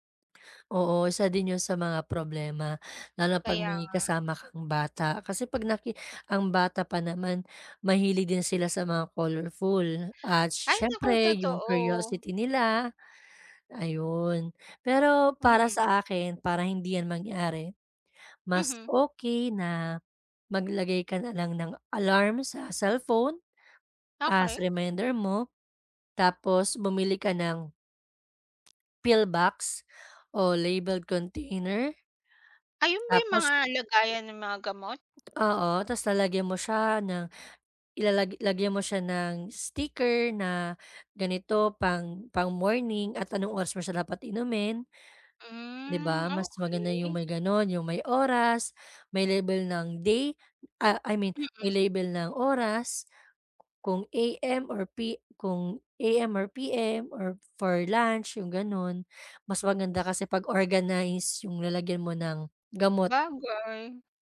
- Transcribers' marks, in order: in English: "pill box"; in English: "labeled container"; tapping
- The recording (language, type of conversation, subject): Filipino, advice, Paano mo maiiwasan ang madalas na pagkalimot sa pag-inom ng gamot o suplemento?